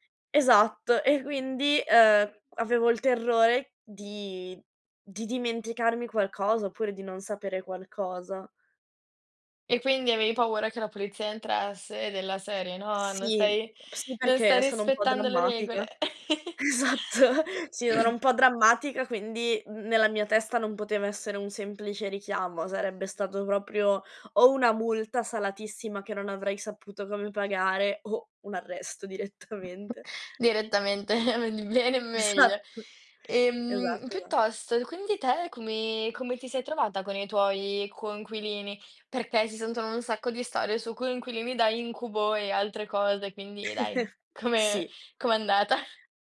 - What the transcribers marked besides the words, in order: laughing while speaking: "e"; laughing while speaking: "Esatto"; laugh; laughing while speaking: "arresto direttamente"; other background noise; chuckle; laughing while speaking: "Esatto"; laugh
- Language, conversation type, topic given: Italian, podcast, C’è un momento in cui ti sei sentito/a davvero coraggioso/a?